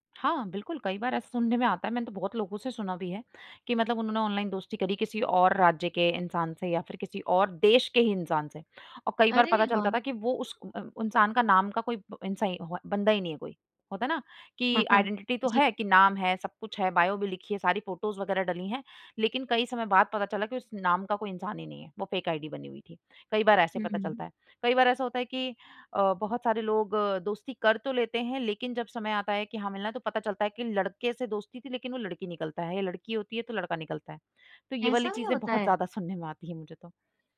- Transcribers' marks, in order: in English: "आइडेंटिटी"; chuckle; in English: "बायो"; in English: "फ़ोटोज़"; in English: "फेक आईडी"
- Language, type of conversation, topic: Hindi, podcast, ऑनलाइन दोस्तों और असली दोस्तों में क्या फर्क लगता है?